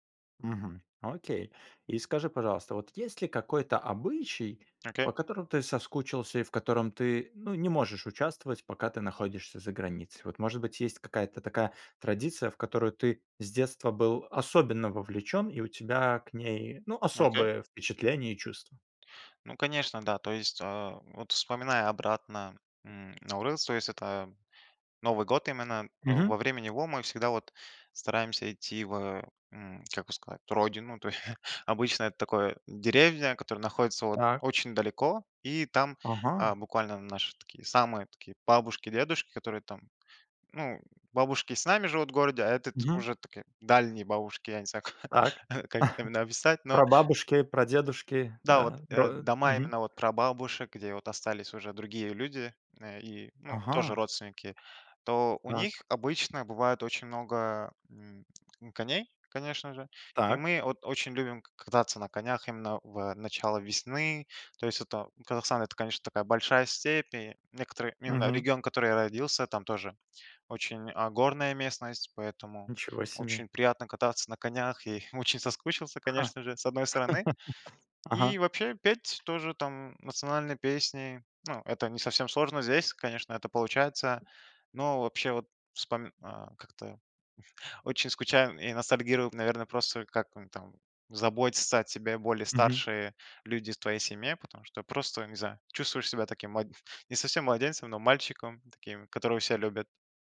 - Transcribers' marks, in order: chuckle; unintelligible speech; chuckle; laugh; chuckle
- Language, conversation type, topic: Russian, podcast, Как вы сохраняете родные обычаи вдали от родины?